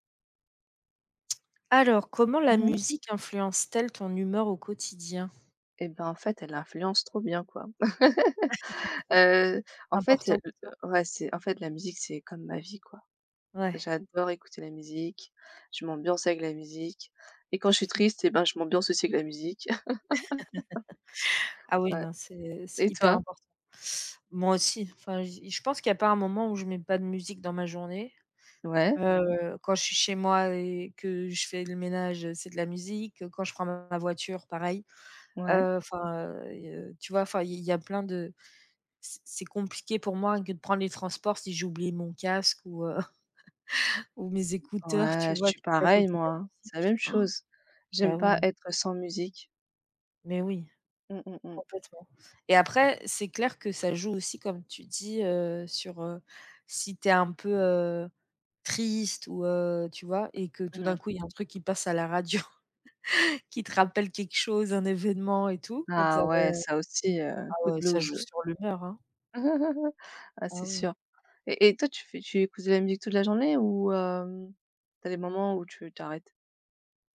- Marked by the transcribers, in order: chuckle; other noise; laugh; chuckle; chuckle; other background noise; stressed: "triste"; tapping; chuckle; laugh
- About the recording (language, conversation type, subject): French, unstructured, Comment la musique influence-t-elle ton humeur au quotidien ?